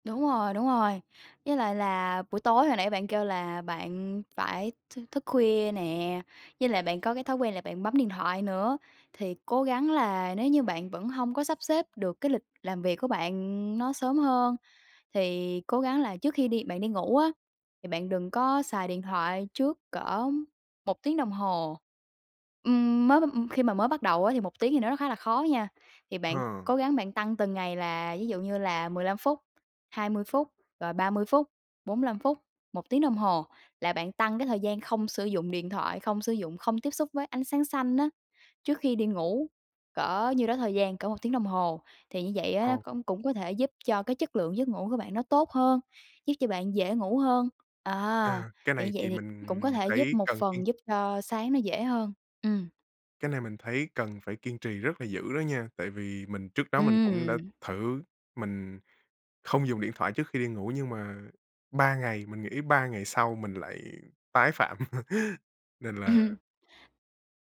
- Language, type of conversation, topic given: Vietnamese, advice, Làm sao để duy trì kỷ luật dậy sớm và bám sát lịch trình hằng ngày?
- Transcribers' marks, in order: tapping; other background noise; laugh; laughing while speaking: "Ừm"